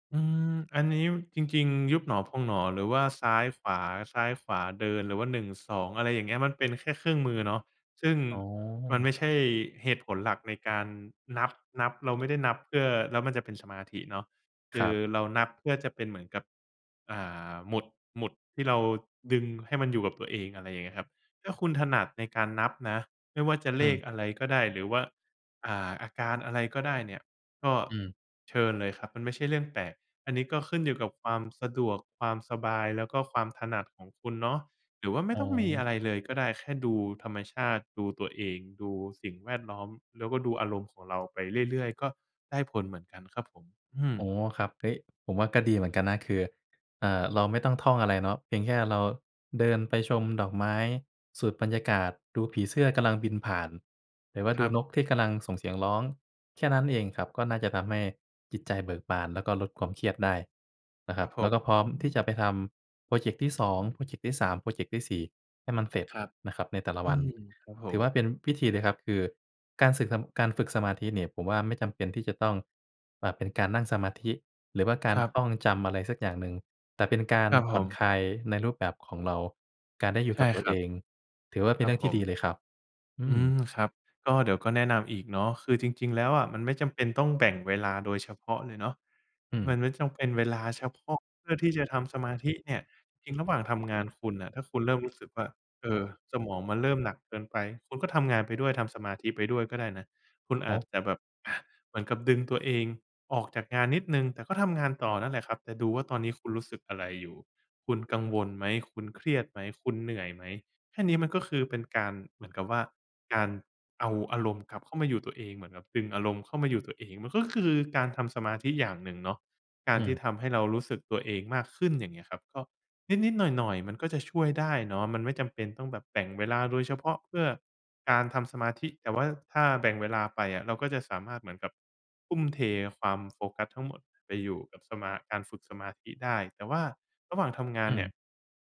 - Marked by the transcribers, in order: none
- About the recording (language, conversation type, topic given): Thai, advice, อยากฝึกสมาธิทุกวันแต่ทำไม่ได้ต่อเนื่อง